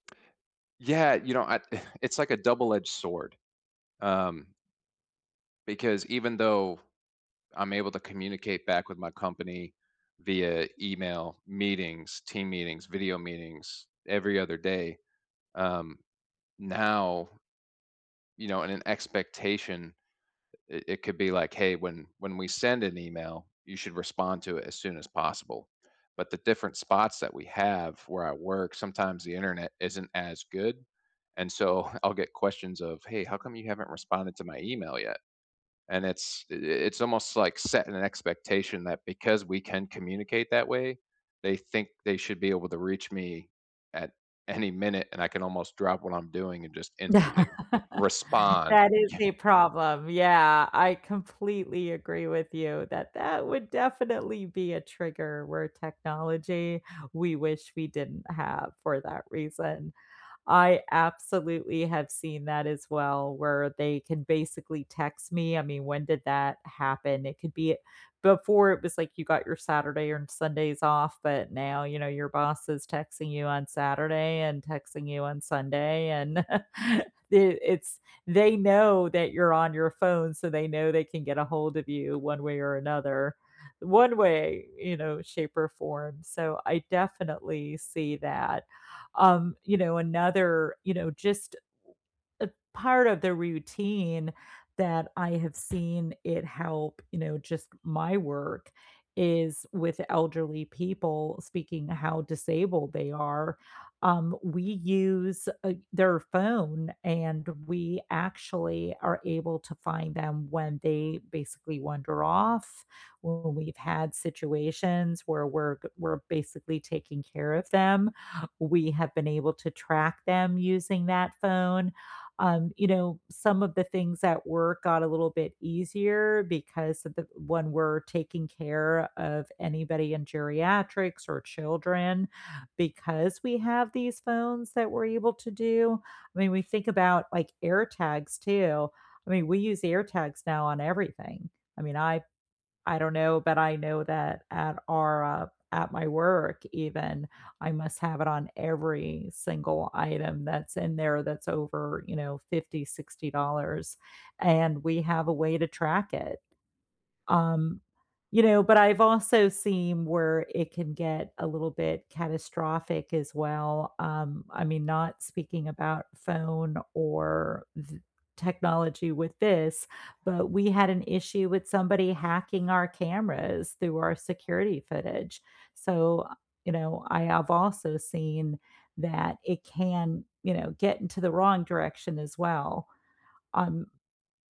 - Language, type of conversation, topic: English, unstructured, How is technology changing your everyday work, and which moments stand out most?
- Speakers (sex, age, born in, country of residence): female, 50-54, United States, United States; male, 35-39, United States, United States
- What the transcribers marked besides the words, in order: other background noise; laughing while speaking: "Th"; chuckle; tapping